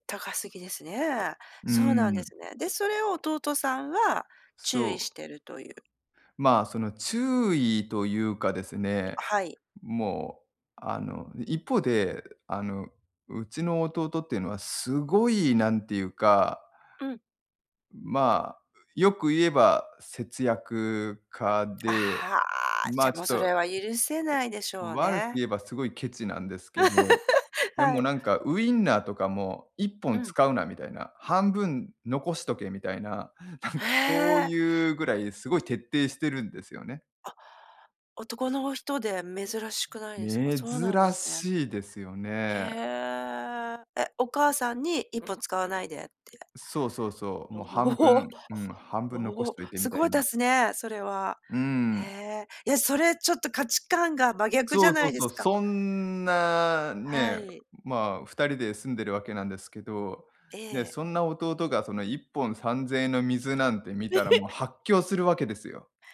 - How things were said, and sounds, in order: lip smack; laugh; laughing while speaking: "なんか"; laugh; unintelligible speech; laugh
- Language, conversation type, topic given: Japanese, advice, 家族の価値観と自分の考えが対立しているとき、大きな決断をどうすればよいですか？